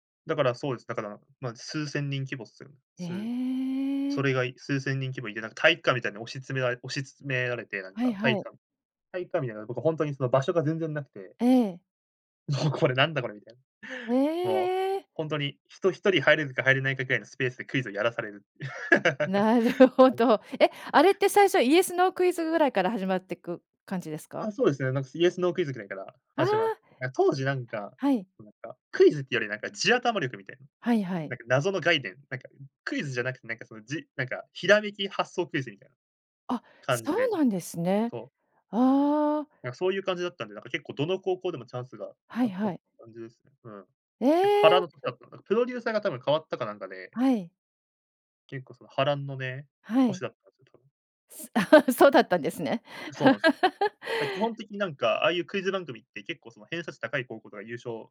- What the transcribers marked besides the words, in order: laughing while speaking: "おお、これ"; laughing while speaking: "なるほど"; laugh; other background noise; tapping; laugh; laugh
- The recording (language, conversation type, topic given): Japanese, podcast, ライブやコンサートで最も印象に残っている出来事は何ですか？